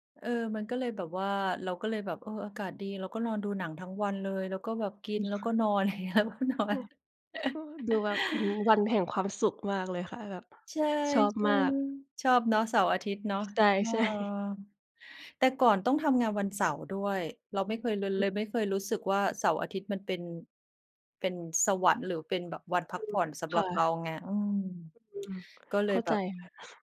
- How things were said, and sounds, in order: other noise; laughing while speaking: "อย่างเงี้ย แล้วก็นอน"; chuckle; laughing while speaking: "ใช่"; other background noise
- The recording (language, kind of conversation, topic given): Thai, unstructured, ความฝันอะไรที่คุณยังไม่กล้าบอกใคร?
- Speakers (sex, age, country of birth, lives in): female, 25-29, Thailand, Thailand; female, 45-49, Thailand, Thailand